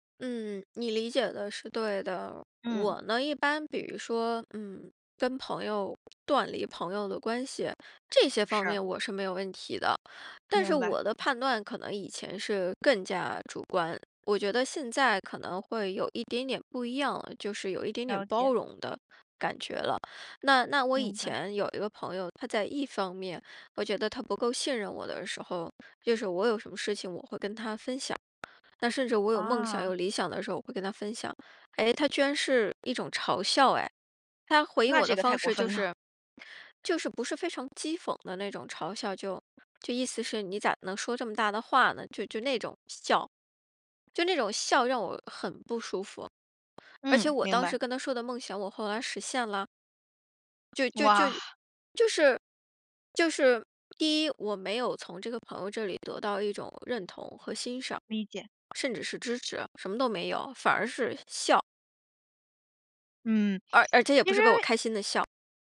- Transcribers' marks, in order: laughing while speaking: "过分了"
- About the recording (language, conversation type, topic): Chinese, podcast, 你觉得什么样的人才算是真正的朋友？